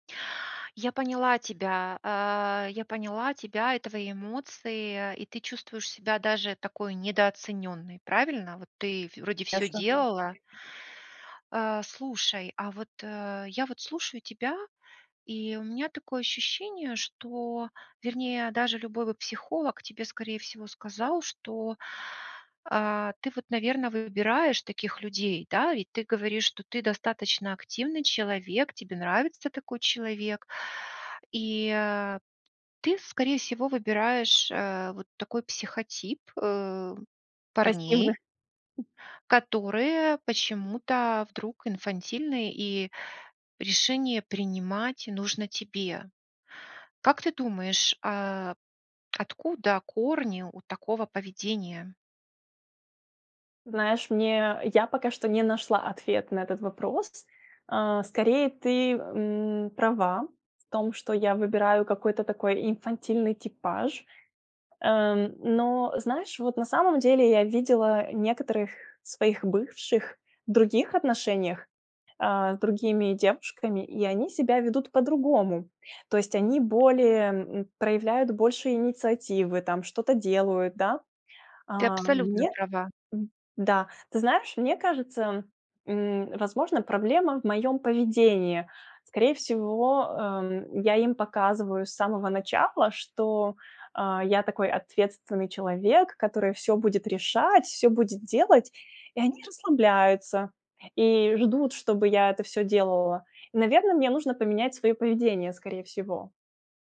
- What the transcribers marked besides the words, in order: other background noise; "Конечно" said as "нешно"; background speech; other noise; tapping
- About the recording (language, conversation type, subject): Russian, advice, С чего начать, если я боюсь осваивать новый навык из-за возможной неудачи?